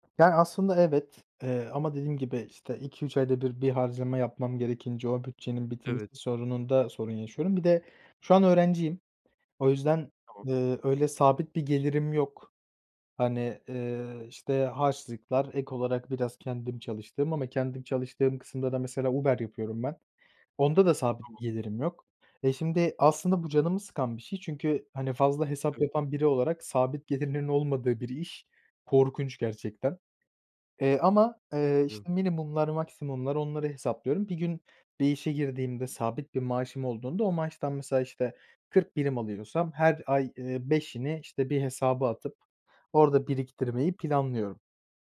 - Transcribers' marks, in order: tapping
- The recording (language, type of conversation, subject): Turkish, podcast, Para biriktirmeyi mi, harcamayı mı yoksa yatırım yapmayı mı tercih edersin?